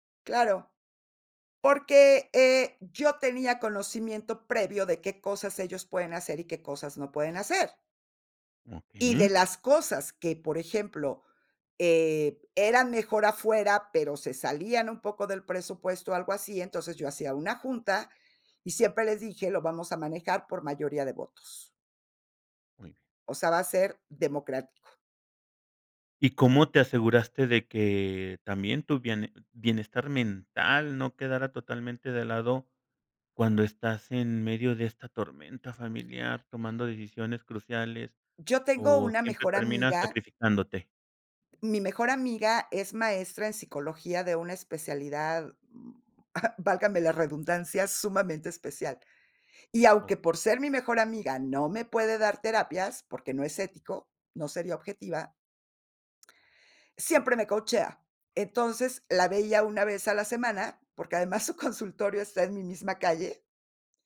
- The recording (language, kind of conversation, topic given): Spanish, podcast, ¿Cómo manejas las decisiones cuando tu familia te presiona?
- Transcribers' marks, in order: sad: "tormenta familiar"; chuckle; laughing while speaking: "además su consultorio"